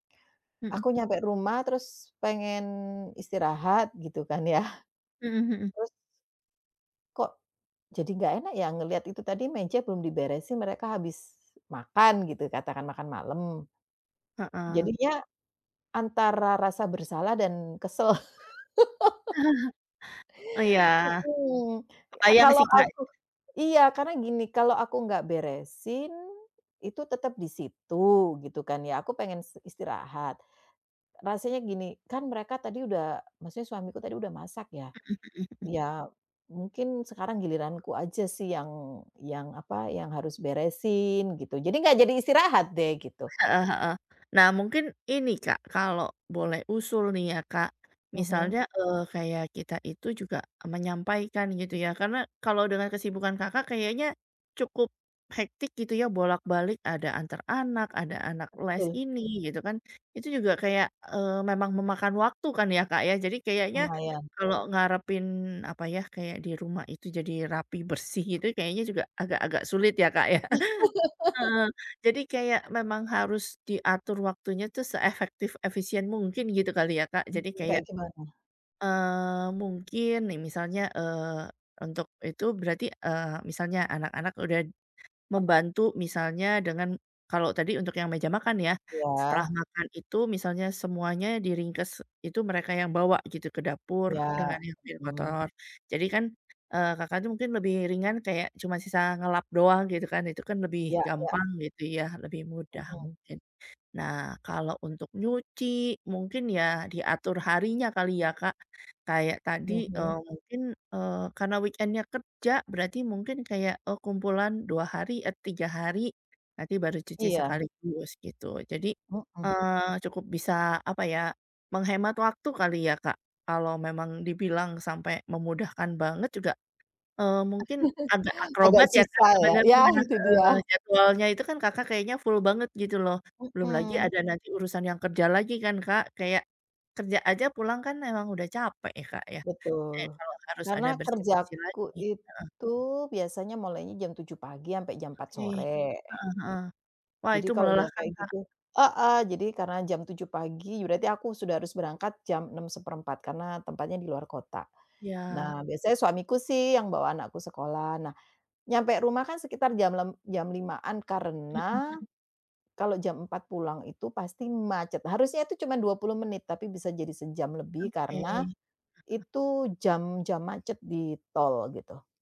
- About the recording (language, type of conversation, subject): Indonesian, advice, Bagaimana saya bisa tetap fokus tanpa merasa bersalah saat mengambil waktu istirahat?
- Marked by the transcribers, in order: tapping; other background noise; chuckle; laugh; laugh; chuckle; in English: "weekend-nya"; chuckle; in English: "full"